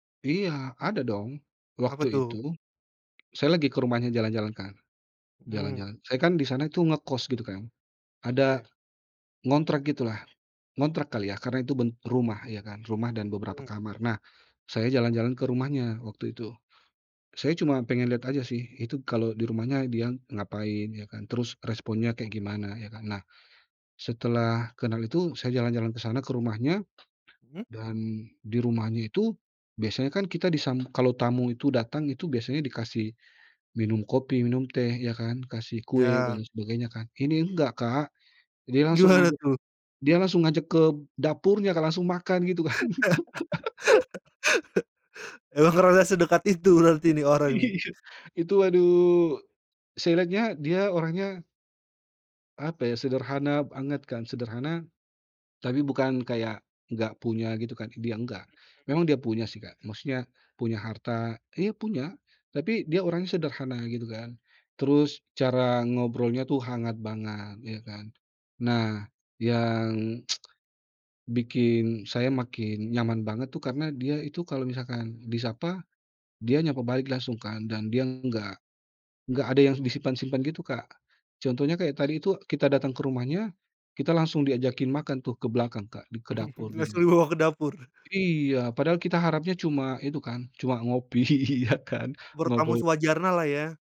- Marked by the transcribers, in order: tapping; laughing while speaking: "Gimana"; laugh; laughing while speaking: "Emang ngerasa sedekat itu berarti ini"; laughing while speaking: "kan"; laugh; laughing while speaking: "Iya"; other background noise; tsk; chuckle; laughing while speaking: "dibawa"; laughing while speaking: "ngopi ya kan"
- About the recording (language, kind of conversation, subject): Indonesian, podcast, Pernahkah kamu bertemu warga setempat yang membuat perjalananmu berubah, dan bagaimana ceritanya?
- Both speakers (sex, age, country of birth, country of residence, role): male, 30-34, Indonesia, Indonesia, host; male, 35-39, Indonesia, Indonesia, guest